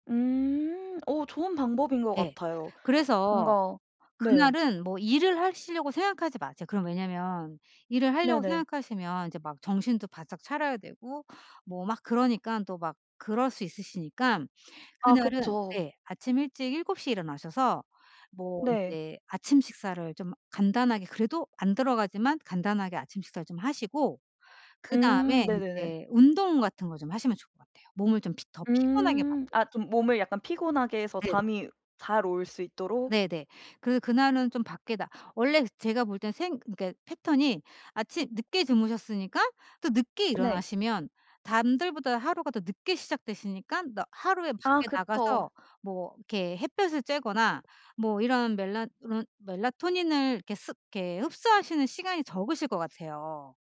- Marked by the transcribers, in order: tapping; other background noise; in English: "melatonin을"
- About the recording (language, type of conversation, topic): Korean, advice, 어떻게 하면 매일 규칙적인 취침 전 루틴을 만들 수 있을까요?